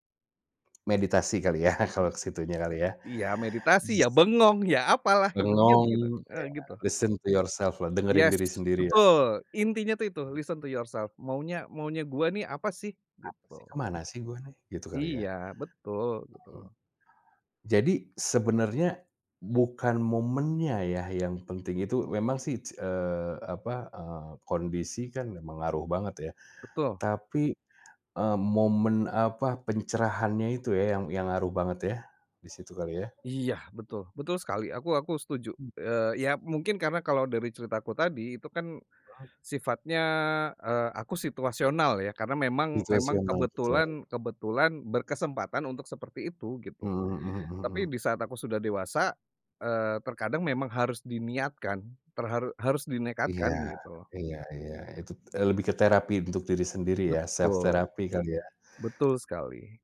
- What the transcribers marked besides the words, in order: other background noise; chuckle; in English: "listen to yourself"; in English: "listen to yourself"; tapping; background speech; in English: "self therapy"
- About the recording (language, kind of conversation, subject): Indonesian, podcast, Ceritakan momen kecil apa yang mengubah cara pandangmu tentang hidup?